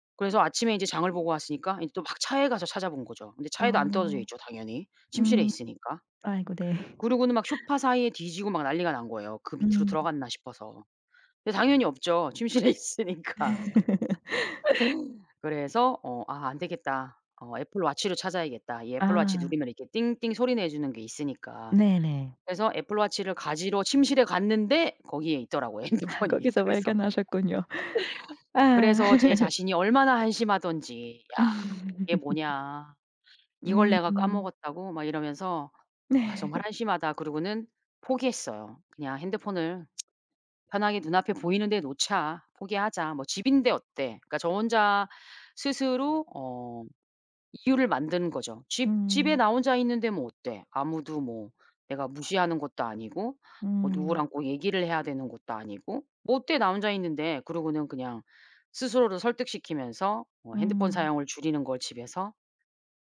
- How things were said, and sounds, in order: laugh; laugh; laughing while speaking: "침실에 있으니까"; laugh; laughing while speaking: "아"; laughing while speaking: "핸드폰이. 그래서"; laugh; laugh; other background noise; tsk
- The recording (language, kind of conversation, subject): Korean, advice, 스마트폰 알림 때문에 깊이 집중하지 못하는데 어떻게 해야 할까요?